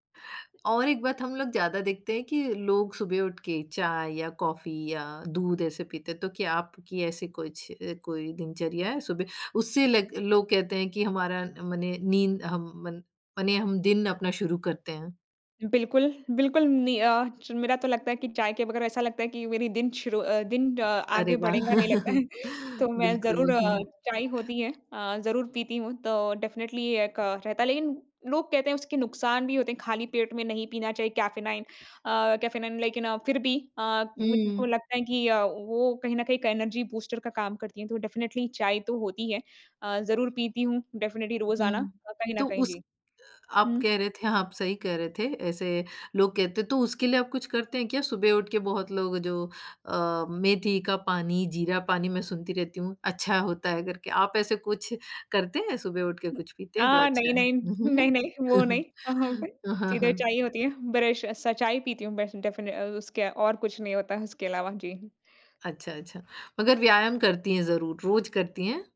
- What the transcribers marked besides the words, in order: chuckle; in English: "डेफिनिटली"; in English: "कैफ़ेनाइन"; in English: "कैफ़ेनाइन"; in English: "एनर्जी बूस्टर"; in English: "डेफिनिटली"; in English: "डेफिनिटली"; laughing while speaking: "थे"; unintelligible speech; chuckle; in English: "डेफिनिटली"
- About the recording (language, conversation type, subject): Hindi, podcast, सुबह की दिनचर्या में आप सबसे ज़रूरी क्या मानते हैं?